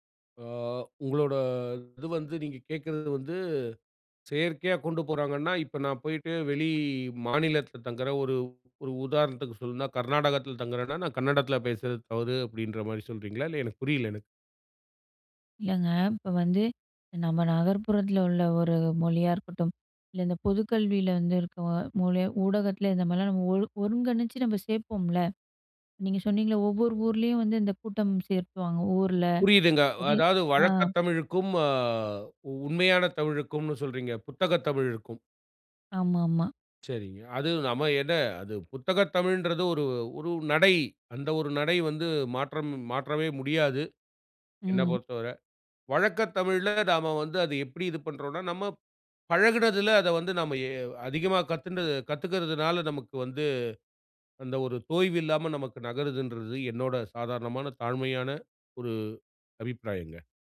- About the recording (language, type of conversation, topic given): Tamil, podcast, மொழி உங்கள் தனிச்சமுதாயத்தை எப்படிக் கட்டமைக்கிறது?
- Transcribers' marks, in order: none